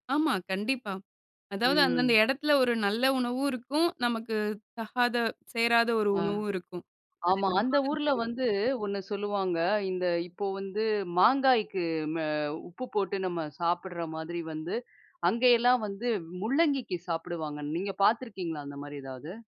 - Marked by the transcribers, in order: none
- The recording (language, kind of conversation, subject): Tamil, podcast, உங்களுடைய உணவுப் பழக்கங்கள் மாறியிருந்தால், அந்த மாற்றத்தை எப்படிச் சமாளித்தீர்கள்?